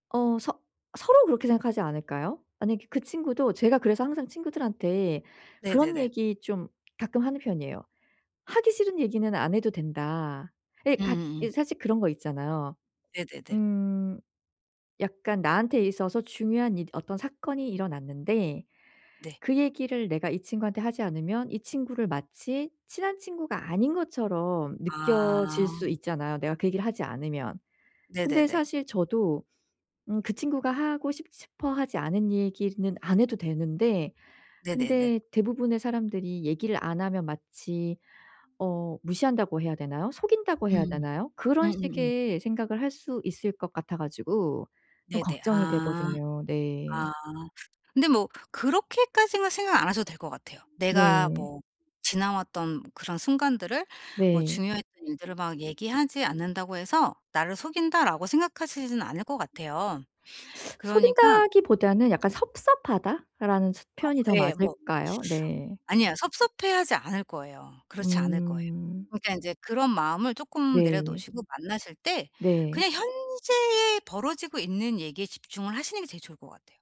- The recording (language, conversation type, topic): Korean, advice, 친구들과의 약속이 자주 피곤하게 느껴질 때 어떻게 하면 좋을까요?
- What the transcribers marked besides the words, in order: tapping; other background noise